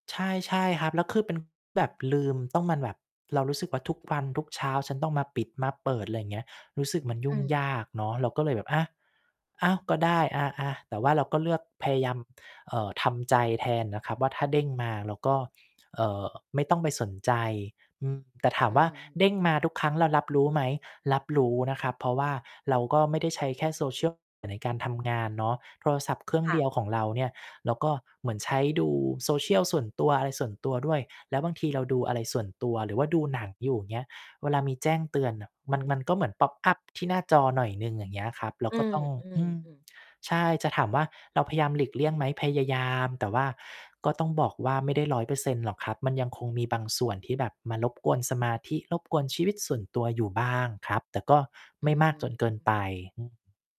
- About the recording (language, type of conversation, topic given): Thai, podcast, คุณจัดสมดุลระหว่างงานกับชีวิตส่วนตัวอย่างไรเพื่อให้ประสบความสำเร็จ?
- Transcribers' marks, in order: distorted speech; in English: "pop up"